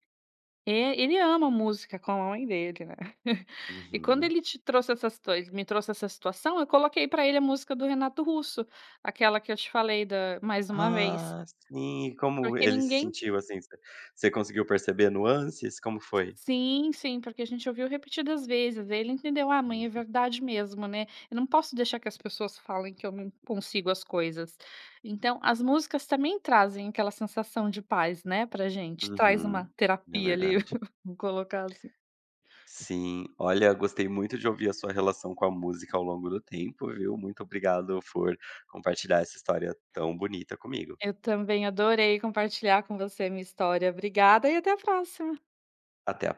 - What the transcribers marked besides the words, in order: tapping; chuckle; other background noise; chuckle
- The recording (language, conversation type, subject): Portuguese, podcast, Questão sobre o papel da nostalgia nas escolhas musicais